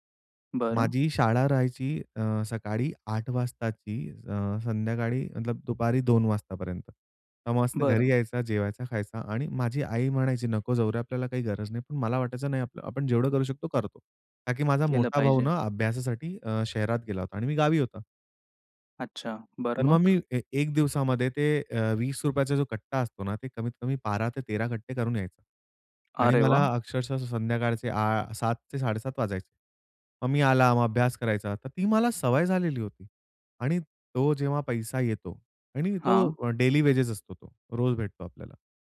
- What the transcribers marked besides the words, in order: tapping; in English: "डेली वेजेस"
- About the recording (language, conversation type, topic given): Marathi, podcast, तुझ्या पूर्वजांबद्दल ऐकलेली एखादी गोष्ट सांगशील का?